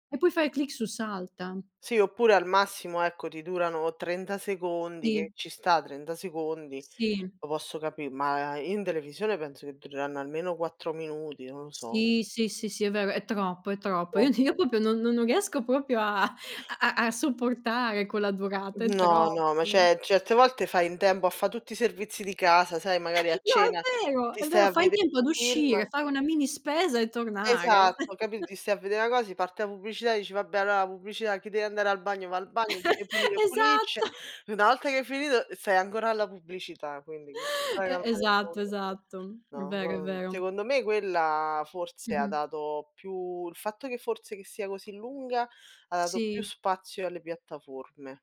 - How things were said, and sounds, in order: tapping; "proprio" said as "popio"; other background noise; other noise; "proprio" said as "propio"; laughing while speaking: "a"; "quella" said as "quela"; "cioè" said as "ceh"; chuckle; chuckle; chuckle; laughing while speaking: "Esatto"; "finito" said as "finido"; "forse" said as "forze"; "forse" said as "forze"
- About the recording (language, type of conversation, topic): Italian, unstructured, Ti dà fastidio quando la pubblicità rovina un film?
- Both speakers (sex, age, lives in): female, 30-34, Italy; female, 30-34, Italy